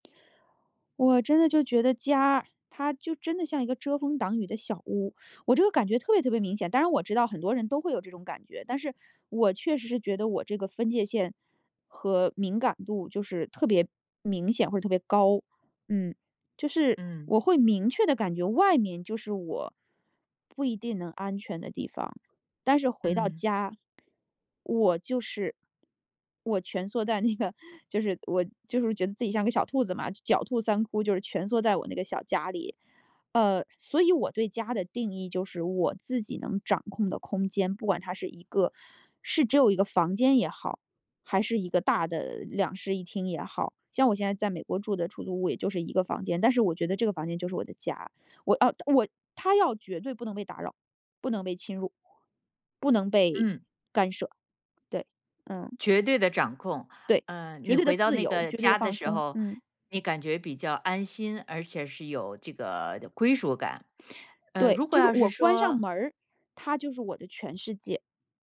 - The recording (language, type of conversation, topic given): Chinese, podcast, 家里有哪些理由会让你每天都想回家？
- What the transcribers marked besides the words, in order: laughing while speaking: "那个"